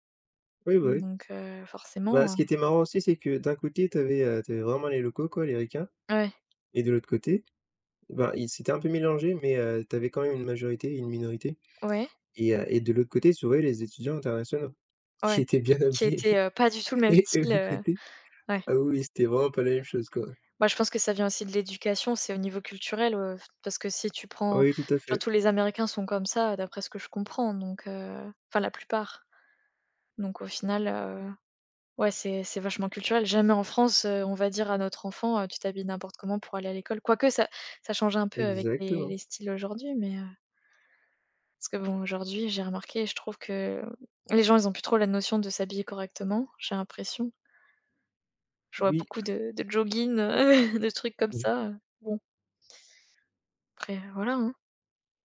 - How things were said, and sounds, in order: tapping; laughing while speaking: "qui étaient bien habillés et de l'autre côté"; laughing while speaking: "heu"
- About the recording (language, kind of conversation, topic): French, unstructured, Comment décrirais-tu ton style personnel ?